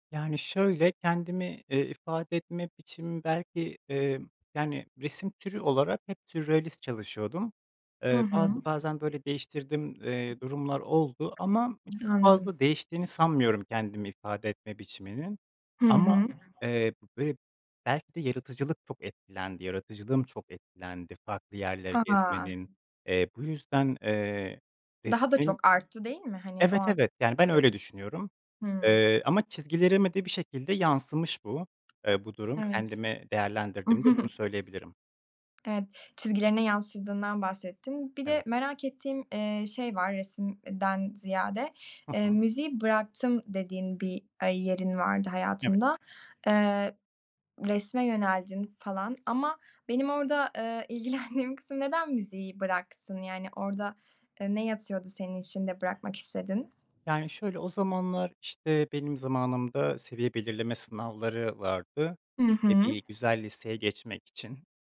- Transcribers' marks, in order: background speech; other background noise; tapping; giggle; laughing while speaking: "ilgilendiğim"
- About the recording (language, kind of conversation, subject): Turkish, podcast, Rutinler yaratıcılığı nasıl etkiler?